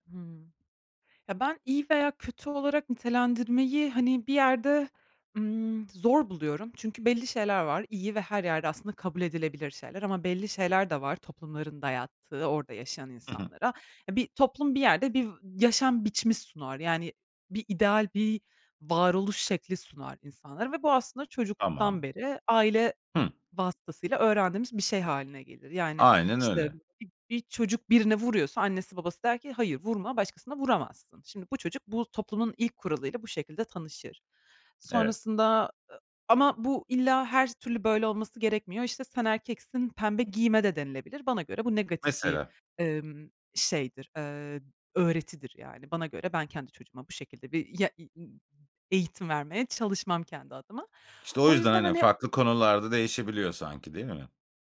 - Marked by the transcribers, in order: tapping; unintelligible speech
- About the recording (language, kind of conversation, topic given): Turkish, podcast, Başkalarının görüşleri senin kimliğini nasıl etkiler?